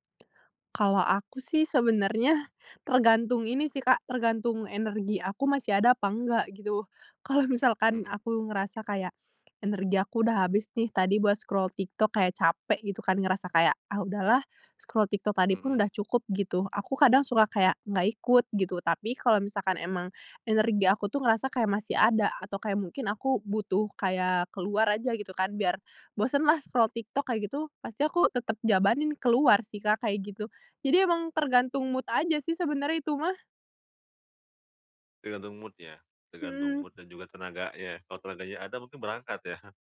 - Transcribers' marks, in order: in English: "scroll"; in English: "scroll"; in English: "scroll"; in English: "mood"; in English: "mood"; in English: "mood"
- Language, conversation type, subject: Indonesian, podcast, Apa kegiatan yang selalu bikin kamu lupa waktu?